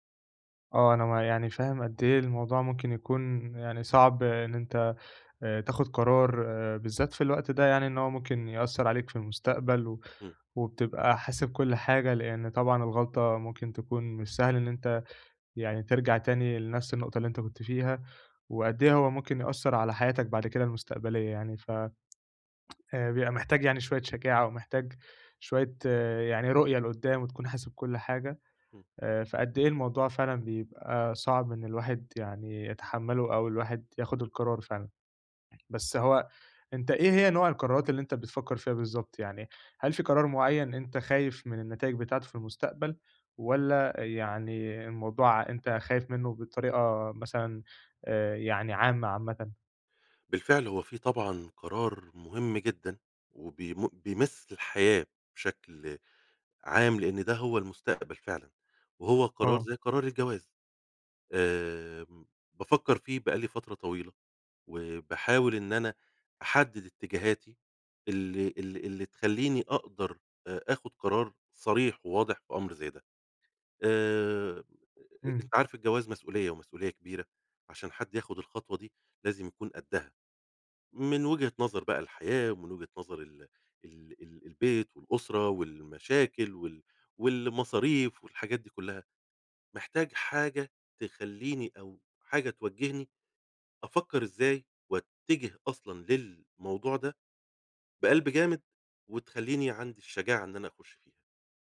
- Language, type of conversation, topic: Arabic, advice, إزاي أتخيّل نتائج قرارات الحياة الكبيرة في المستقبل وأختار الأحسن؟
- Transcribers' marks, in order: tapping; other background noise